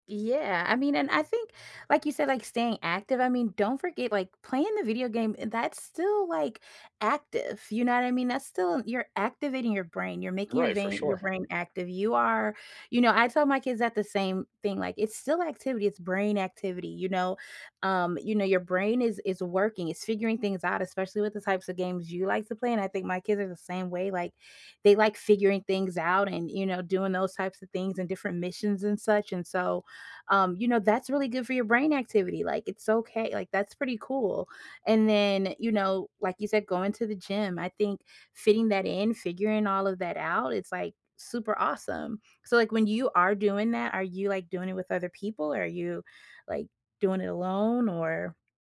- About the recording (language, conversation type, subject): English, unstructured, What is your favorite way to stay active during the week?
- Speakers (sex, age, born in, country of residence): female, 40-44, United States, United States; male, 20-24, United States, United States
- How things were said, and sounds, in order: none